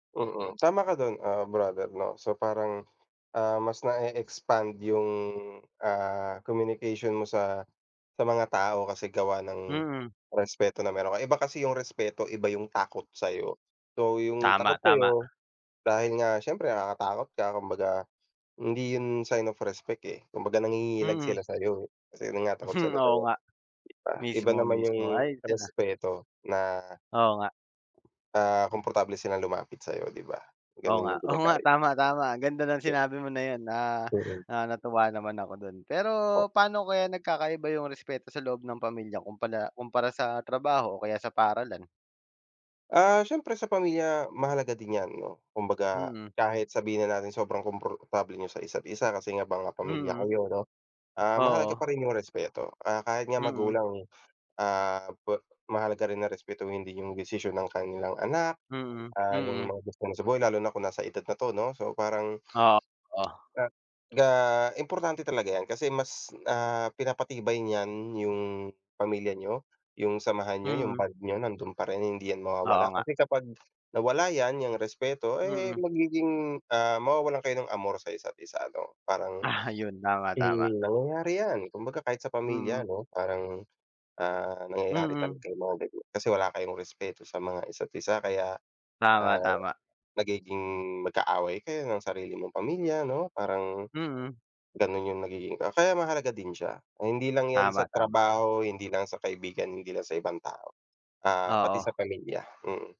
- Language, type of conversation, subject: Filipino, unstructured, Bakit mahalaga ang respeto sa ibang tao?
- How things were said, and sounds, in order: tapping; laughing while speaking: "Hmm"; other background noise; unintelligible speech; laughing while speaking: "Ah"